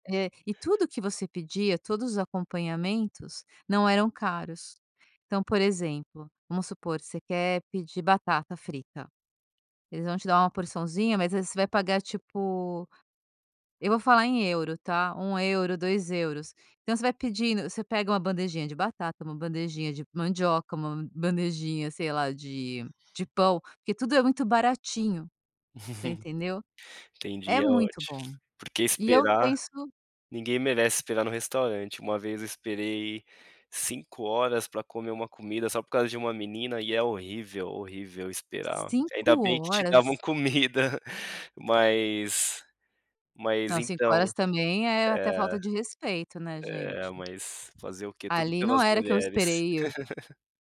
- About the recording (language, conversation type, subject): Portuguese, podcast, Você pode me contar sobre uma refeição em família que você nunca esquece?
- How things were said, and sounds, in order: chuckle; chuckle; chuckle